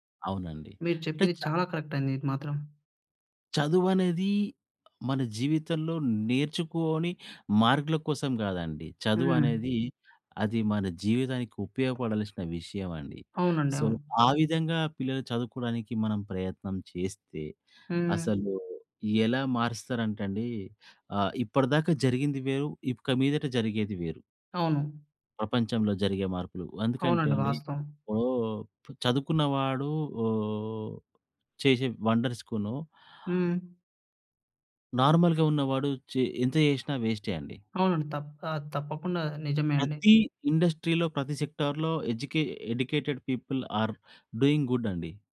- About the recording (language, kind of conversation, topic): Telugu, podcast, ఆన్‌లైన్ విద్య రాబోయే కాలంలో పిల్లల విద్యను ఎలా మార్చేస్తుంది?
- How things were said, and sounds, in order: in English: "కరెక్ట్"; in English: "సో"; in English: "నార్మల్‌గా"; in English: "ఇండస్ట్రీలో"; in English: "సెక్టార్‌లో ఎడ్యుకే ఎడ్యుకేటెడ్ పీపుల్ ఆర్ డూయింగ్ గుడ్"